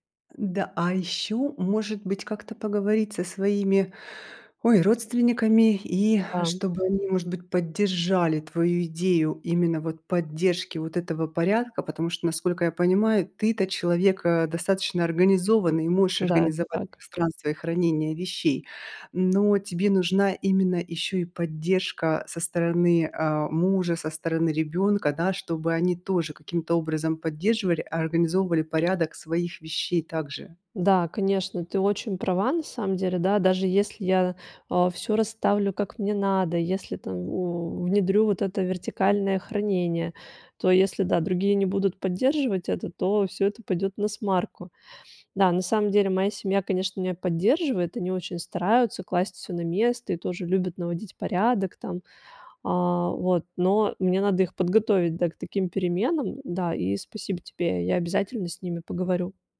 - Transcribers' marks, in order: other background noise
- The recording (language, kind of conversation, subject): Russian, advice, Как справиться с накоплением вещей в маленькой квартире?